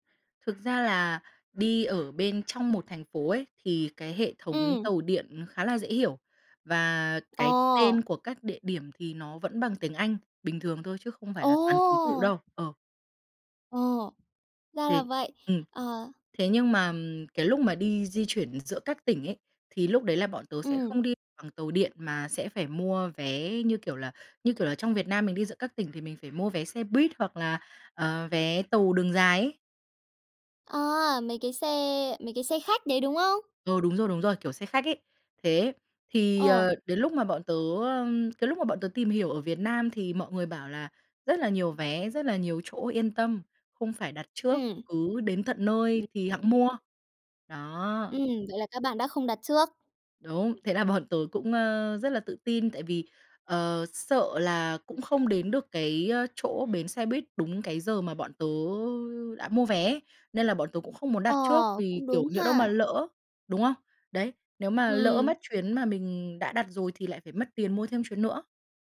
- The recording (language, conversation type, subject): Vietnamese, podcast, Bạn có thể kể về một sai lầm khi đi du lịch và bài học bạn rút ra từ đó không?
- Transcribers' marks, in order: other background noise; tapping; unintelligible speech; laughing while speaking: "bọn tớ cũng"